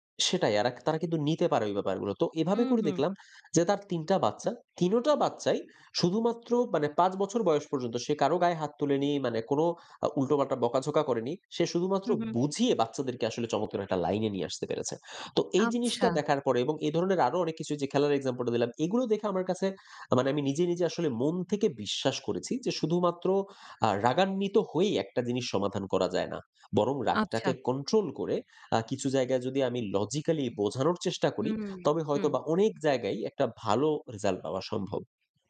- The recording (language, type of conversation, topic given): Bengali, podcast, আবেগ নিয়ন্ত্রণ করে কীভাবে ভুল বোঝাবুঝি কমানো যায়?
- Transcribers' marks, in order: other background noise